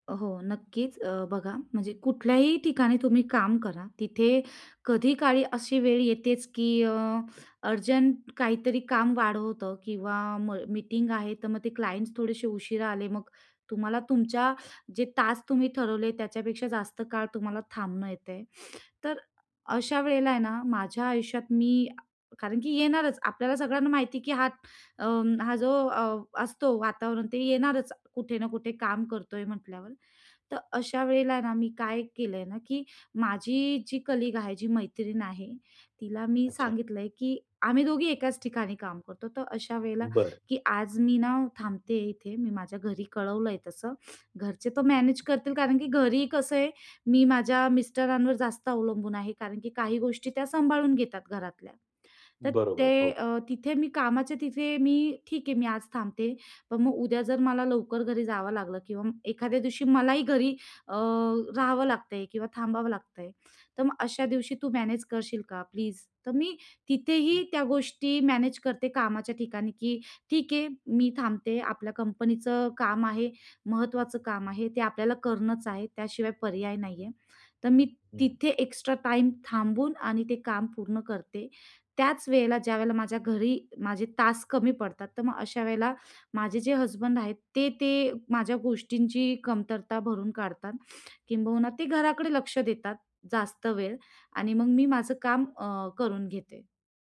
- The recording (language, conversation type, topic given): Marathi, podcast, कुटुंबासोबत काम करताना कामासाठीच्या सीमारेषा कशा ठरवता?
- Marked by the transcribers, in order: in English: "क्लाइंट्स"; in English: "कलीग"; other background noise